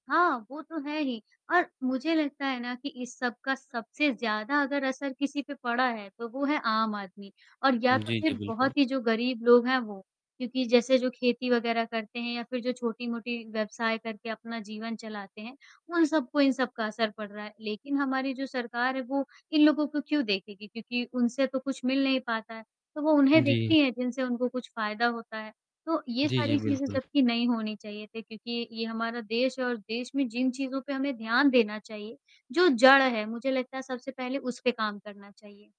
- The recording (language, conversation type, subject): Hindi, unstructured, क्या आपको लगता है कि खेती और प्रकृति के बीच संतुलन बनाए रखना ज़रूरी है?
- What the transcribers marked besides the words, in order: static; distorted speech